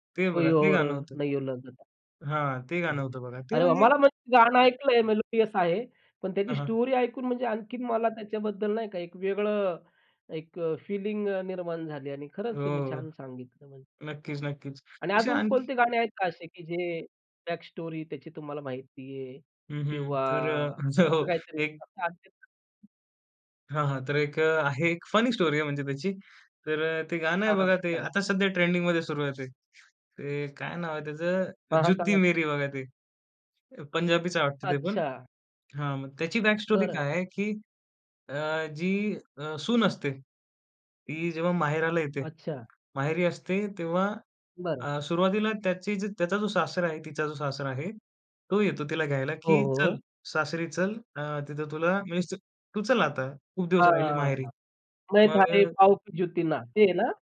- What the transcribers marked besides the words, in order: in Hindi: "कोई और नयो लगदा!"; tapping; in English: "स्टोरी"; in English: "बॅक स्टोरी"; laughing while speaking: "जो"; unintelligible speech; in English: "फनी स्टोरी"; in English: "ट्रेंडिंगमध्ये"; other background noise; other noise; in Hindi: "जुत्ती मेरी"; in English: "बॅक स्टोरी"; in Hindi: "मैं थारी पाव की ज्युती ना"
- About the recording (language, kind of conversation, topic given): Marathi, podcast, कोणतं गाणं ऐकून तुमचा मूड लगेच बदलतो?